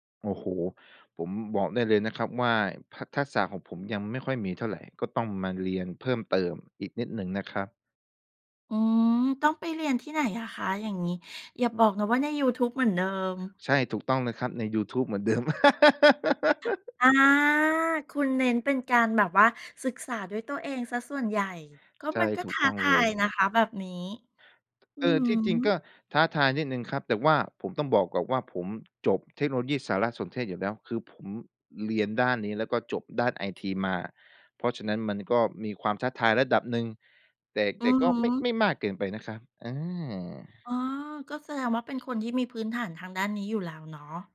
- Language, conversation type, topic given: Thai, podcast, คุณทำโปรเจกต์ในโลกจริงเพื่อฝึกทักษะของตัวเองอย่างไร?
- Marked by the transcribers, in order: laugh